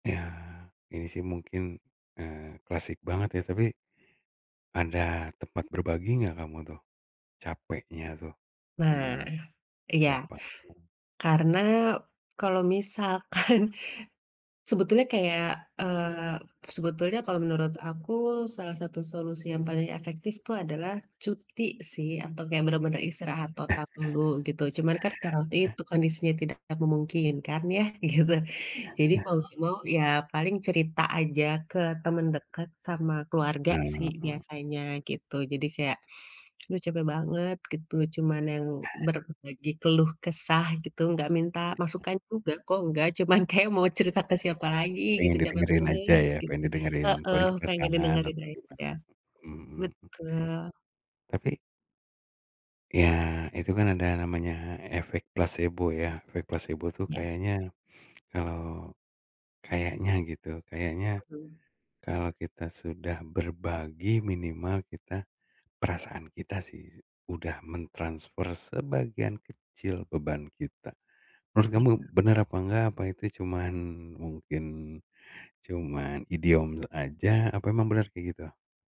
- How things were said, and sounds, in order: laughing while speaking: "misalkan"; other background noise; chuckle; laughing while speaking: "gitu"; chuckle; laughing while speaking: "kayak"; put-on voice: "banget"
- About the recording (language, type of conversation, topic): Indonesian, podcast, Pernahkah kamu mengalami kelelahan mental, dan bagaimana cara kamu mengatasinya?